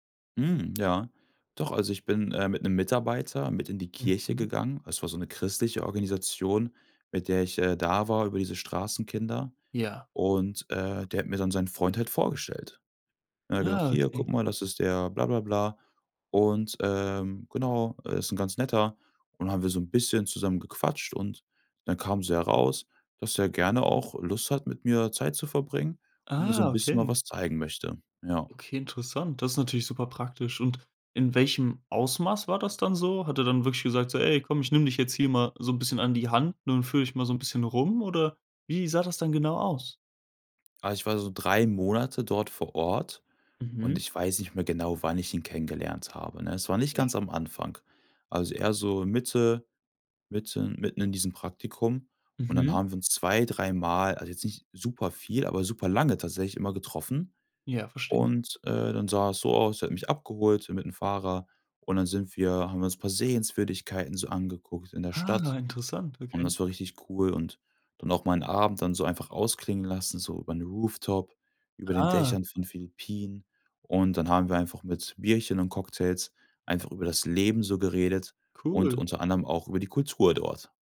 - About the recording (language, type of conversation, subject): German, podcast, Erzählst du von einer Person, die dir eine Kultur nähergebracht hat?
- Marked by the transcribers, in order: in English: "Rooftop"